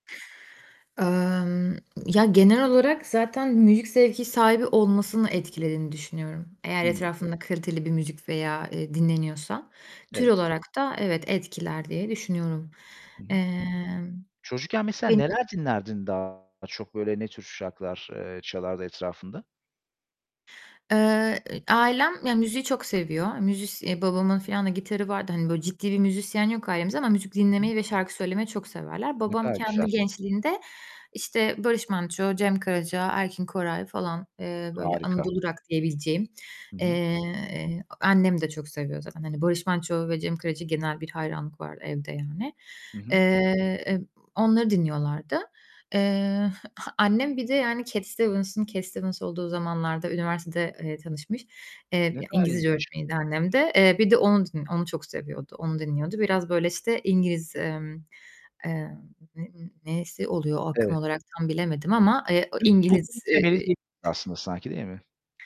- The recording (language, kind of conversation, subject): Turkish, podcast, Çocukluğunda dinlediğin şarkılar bugün müzik zevkini sence hâlâ nasıl etkiliyor?
- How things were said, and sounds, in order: static; other background noise; tapping; distorted speech; giggle; unintelligible speech; unintelligible speech